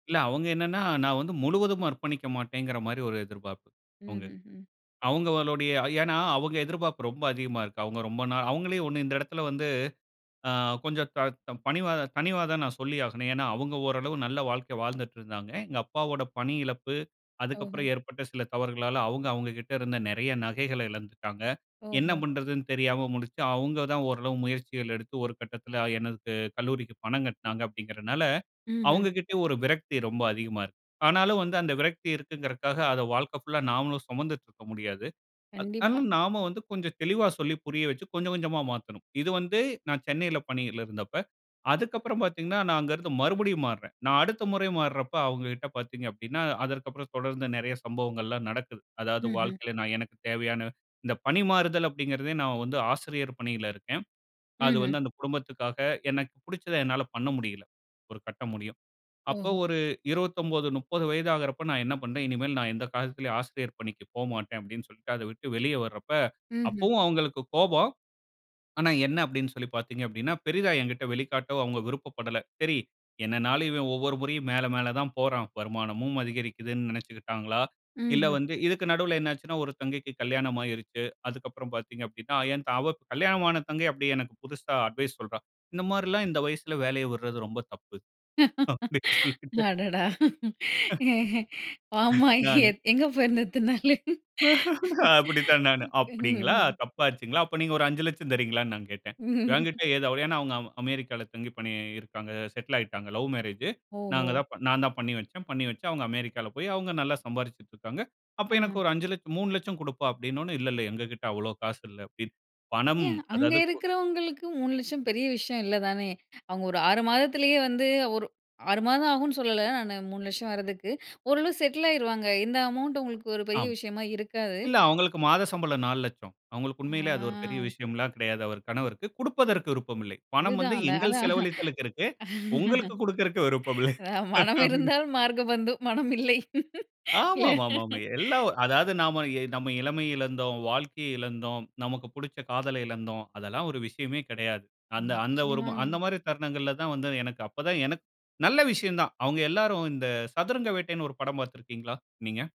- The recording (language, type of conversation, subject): Tamil, podcast, குடும்ப எதிர்பார்ப்புகளை மாற்றத் தொடங்க, நீங்கள் எதை முதல் படியாக எடுத்துக்கொள்வீர்கள்?
- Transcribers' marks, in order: tapping; drawn out: "அ"; static; distorted speech; other background noise; mechanical hum; in English: "அட்வைஸ்"; laughing while speaking: "அடடா! ஏ ஆமா, எ எங்க போயிருந்த இத்தன்னாளு? ம்"; laughing while speaking: "அப்படினு சொல்லிட்டு"; laugh; laugh; chuckle; in English: "லவ் மேரேஜ்ஷு"; in English: "செட்லாயிருவாங்க"; in English: "அமவுண்ட்"; drawn out: "ஆ"; laughing while speaking: "அதான். அ, மனம் இருந்தால் மார்க்க பந்தும். மனம் இல்லை. இல்ல"; laughing while speaking: "அப்டி"